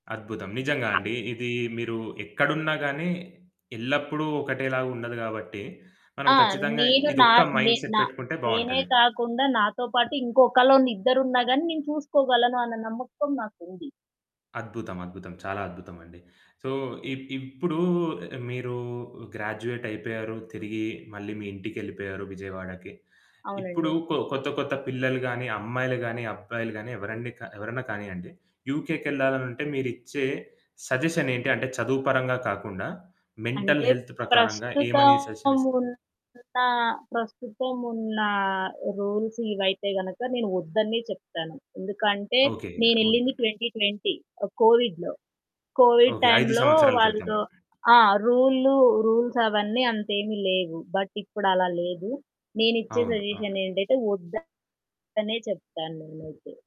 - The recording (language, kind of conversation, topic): Telugu, podcast, నీ గురించి నువ్వు కొత్తగా తెలుసుకున్న ఒక విషయం ఏమిటి?
- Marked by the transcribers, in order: other background noise; in English: "మైండ్‌సెట్"; in English: "సో"; in English: "గ్రాడ్యుయేట్"; in English: "యుకెకెళ్ళాలనుంటే"; in English: "సజెషన్"; in English: "మెంటల్ హెల్త్"; distorted speech; in English: "రూల్స్"; in English: "ట్వెంటీ ట్వెంటీ కోవిడ్‌లో. కోవిడ్ టైంలో"; in English: "బట్"; in English: "సజెషన్"